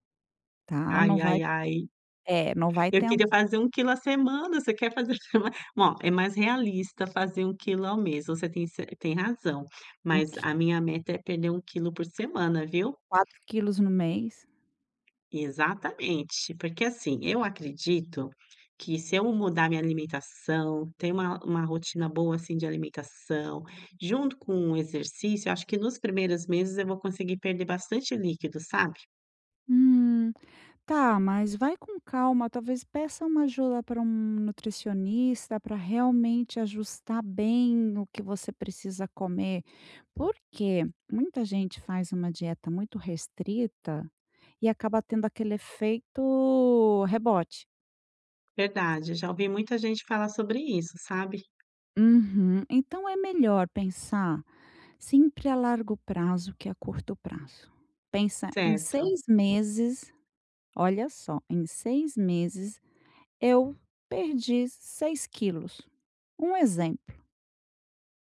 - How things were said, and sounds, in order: none
- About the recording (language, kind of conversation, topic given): Portuguese, advice, Como posso estabelecer hábitos para manter a consistência e ter energia ao longo do dia?